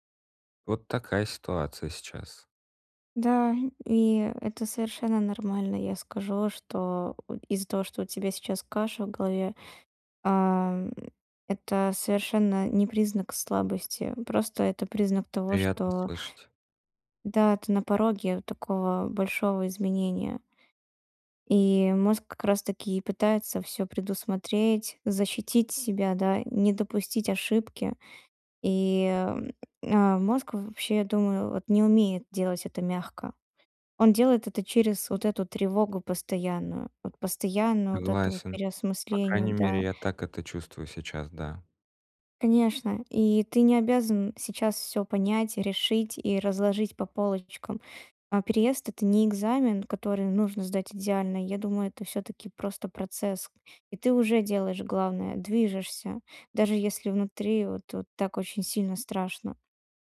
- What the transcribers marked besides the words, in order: none
- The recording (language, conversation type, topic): Russian, advice, Как мне стать более гибким в мышлении и легче принимать изменения?